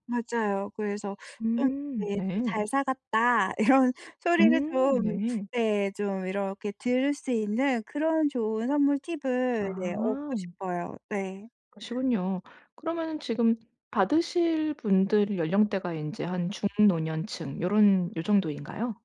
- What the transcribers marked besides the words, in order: laughing while speaking: "이런"; other background noise
- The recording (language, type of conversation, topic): Korean, advice, 품질과 가격을 모두 고려해 현명하게 쇼핑하려면 어떻게 해야 하나요?